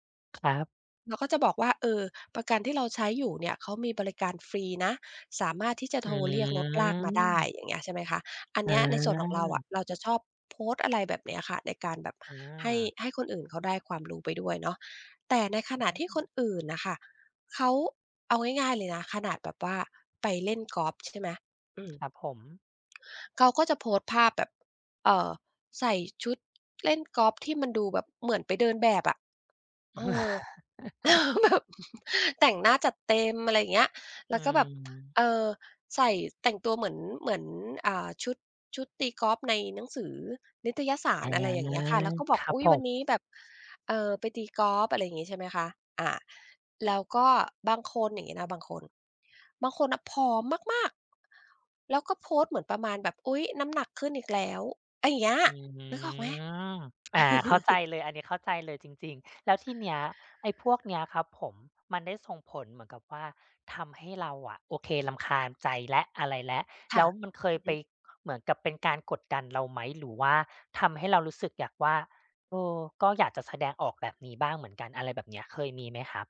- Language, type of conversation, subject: Thai, advice, คุณรู้สึกอย่างไรเมื่อถูกโซเชียลมีเดียกดดันให้ต้องแสดงว่าชีวิตสมบูรณ์แบบ?
- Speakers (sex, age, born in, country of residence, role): female, 50-54, United States, United States, user; other, 35-39, Thailand, Thailand, advisor
- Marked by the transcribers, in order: other background noise; drawn out: "อืม"; tapping; chuckle; laughing while speaking: "เออ แบบ"; chuckle; unintelligible speech; stressed: "มาก ๆ"; drawn out: "อ้อ"; chuckle